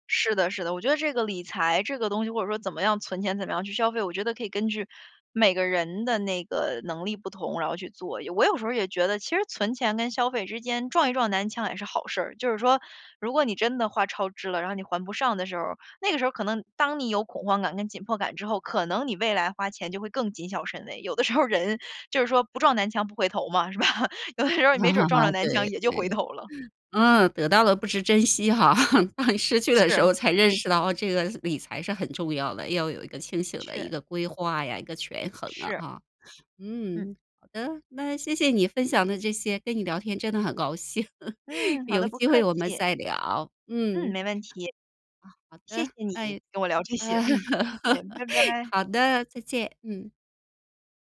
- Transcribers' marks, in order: laughing while speaking: "时候人就是说不撞南墙 … 墙也就回头了"; laugh; laugh; laughing while speaking: "当你失去的时候"; joyful: "好的，不客气"; laugh; other background noise; laughing while speaking: "这些"; laugh; joyful: "好的，再见"
- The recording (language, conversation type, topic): Chinese, podcast, 你会如何权衡存钱和即时消费？